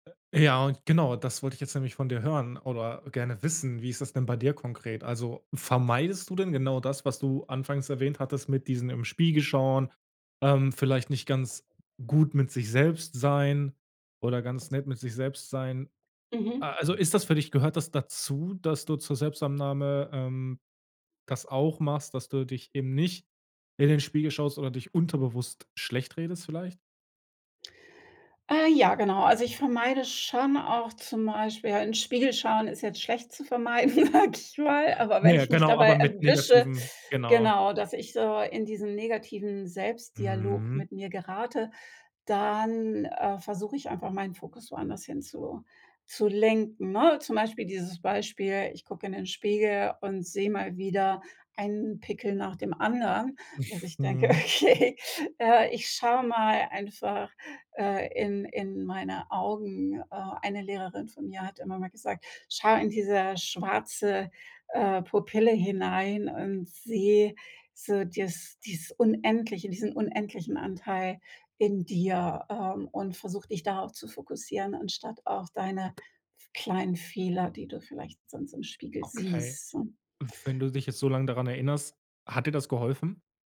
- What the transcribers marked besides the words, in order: other background noise; stressed: "selbst"; tapping; stressed: "nicht"; laugh; laughing while speaking: "sage ich mal"; drawn out: "dann"; laughing while speaking: "Okay"
- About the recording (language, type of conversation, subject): German, podcast, Was ist für dich der erste Schritt zur Selbstannahme?